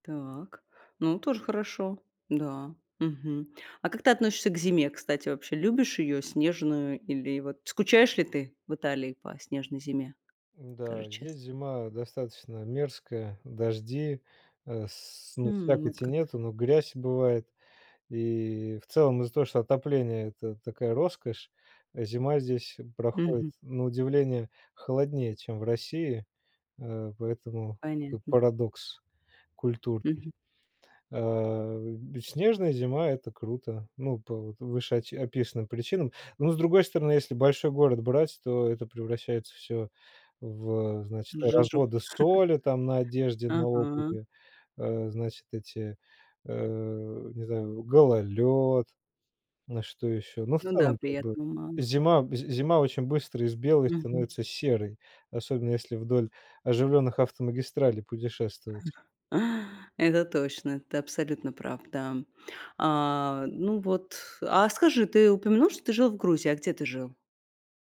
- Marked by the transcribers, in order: tapping; chuckle; chuckle
- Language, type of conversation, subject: Russian, podcast, Как ты отмечаешь смену сезонов с помощью небольших традиций?